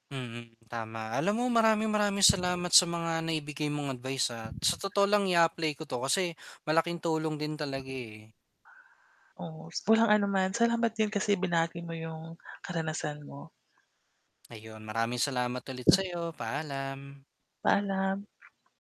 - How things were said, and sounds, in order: static
- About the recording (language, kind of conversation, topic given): Filipino, advice, Paano ko maiiwasang madistract sa social media para makapagpraktis ako araw-araw?